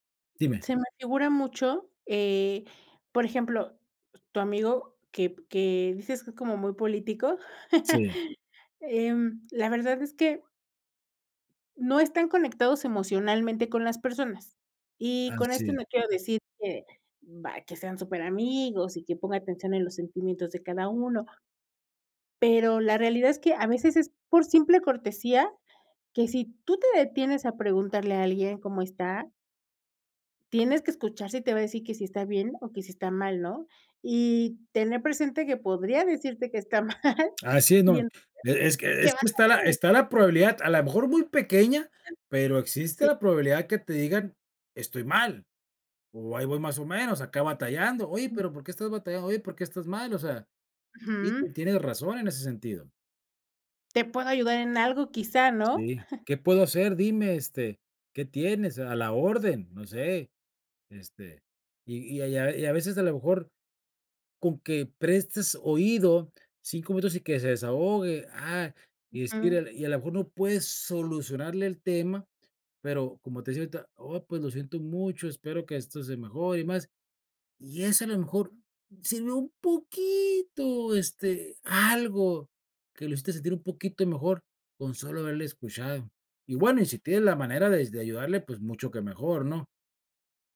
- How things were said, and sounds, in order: laugh; chuckle; other background noise; giggle; drawn out: "poquito"
- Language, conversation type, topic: Spanish, podcast, ¿Cómo usar la escucha activa para fortalecer la confianza?